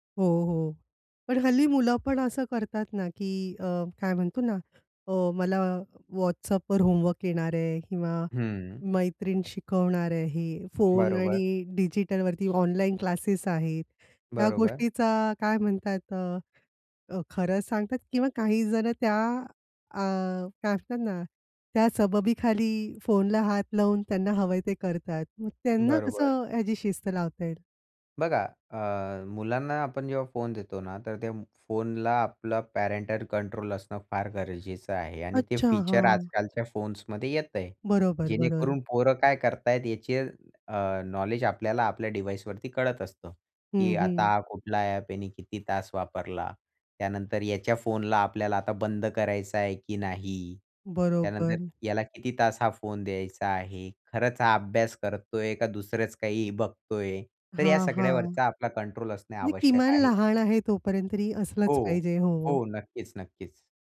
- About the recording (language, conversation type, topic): Marathi, podcast, ध्यान भंग होऊ नये म्हणून तुम्ही काय करता?
- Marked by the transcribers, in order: other background noise; tapping; in English: "पॅरेंटल कंट्रोल"; in English: "डिव्हाइसवरती"